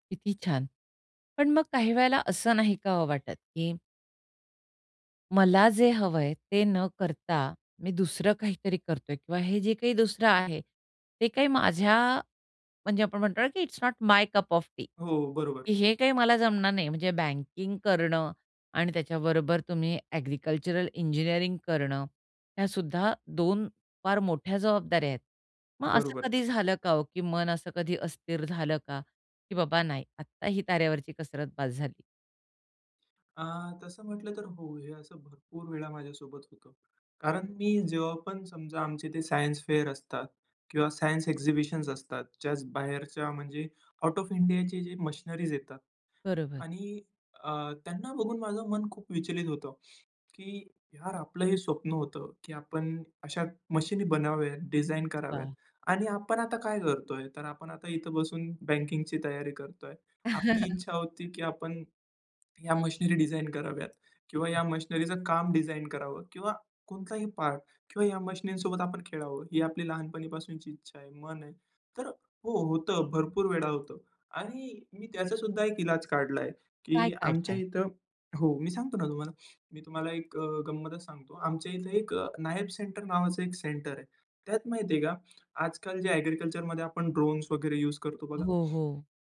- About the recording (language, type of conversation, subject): Marathi, podcast, तुमच्या घरात करिअरबाबत अपेक्षा कशा असतात?
- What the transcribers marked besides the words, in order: in English: "इट्स नॉट माय कप ऑफ टी"; tapping; in English: "फेअर"; in English: "एक्झिबिशन्स"; in English: "आउट ऑफ इंडियाचे"; chuckle; other noise